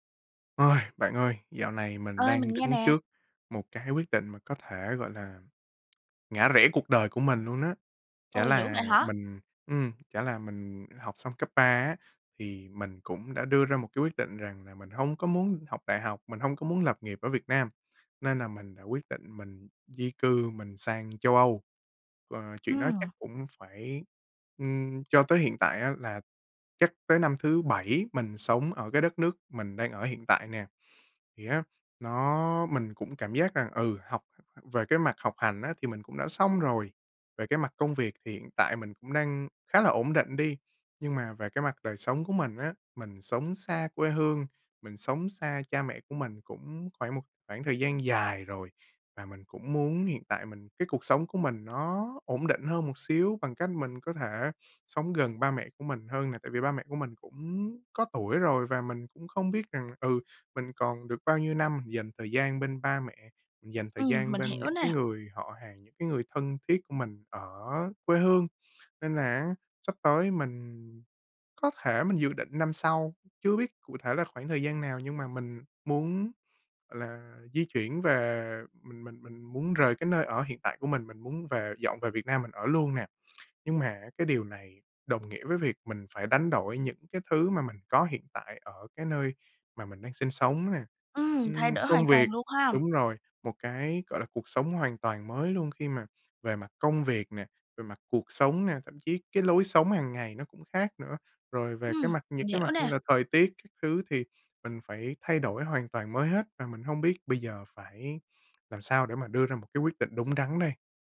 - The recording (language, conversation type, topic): Vietnamese, advice, Làm thế nào để vượt qua nỗi sợ khi phải đưa ra những quyết định lớn trong đời?
- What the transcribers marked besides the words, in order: tapping; other background noise